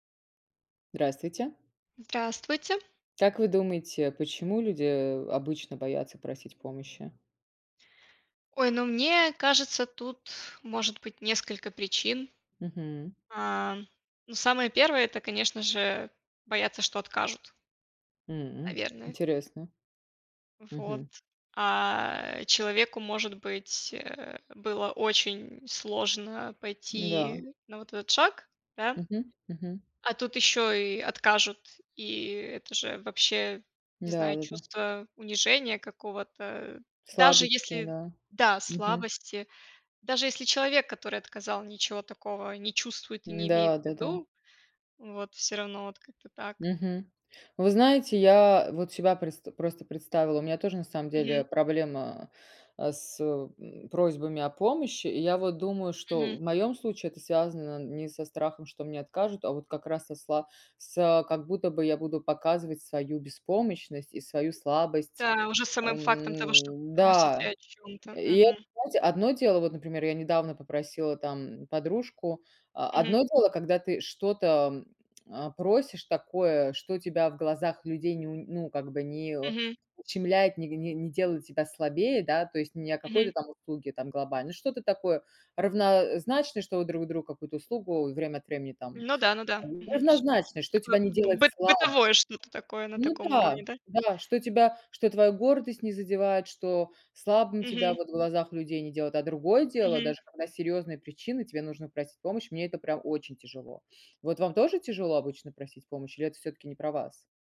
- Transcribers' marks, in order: none
- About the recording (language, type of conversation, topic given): Russian, unstructured, Как ты думаешь, почему люди боятся просить помощи?